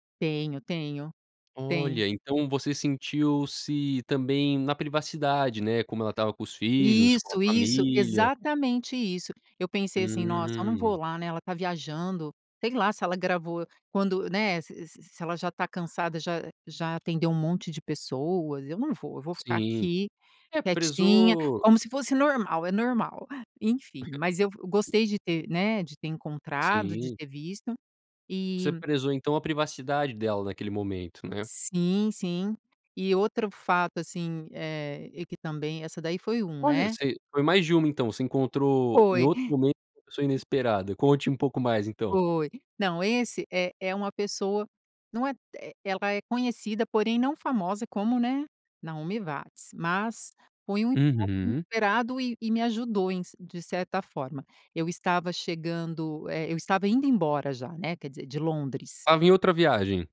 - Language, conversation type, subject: Portuguese, podcast, Como foi o encontro inesperado que você teve durante uma viagem?
- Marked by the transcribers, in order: other background noise